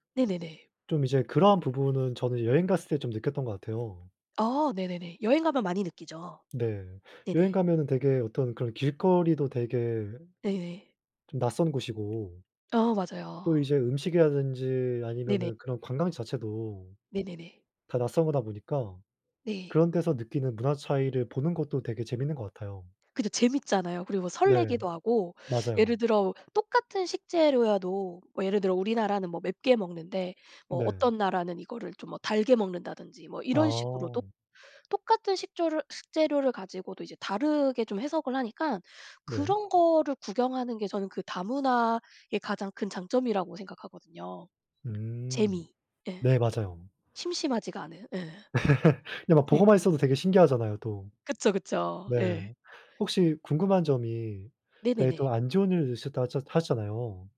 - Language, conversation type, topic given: Korean, unstructured, 다양한 문화가 공존하는 사회에서 가장 큰 도전은 무엇일까요?
- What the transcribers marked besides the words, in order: other background noise; laugh